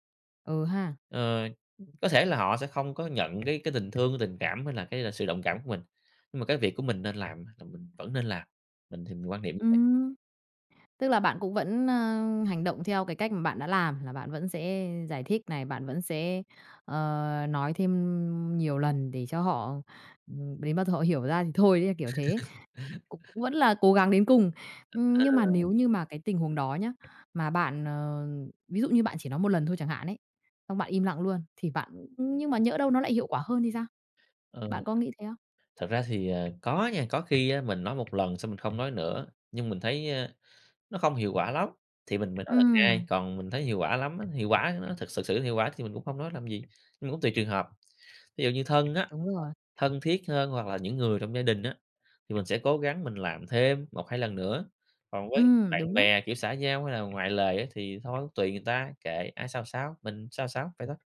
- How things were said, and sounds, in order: other background noise; tapping; laugh
- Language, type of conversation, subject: Vietnamese, podcast, Bạn nên làm gì khi người khác hiểu sai ý tốt của bạn?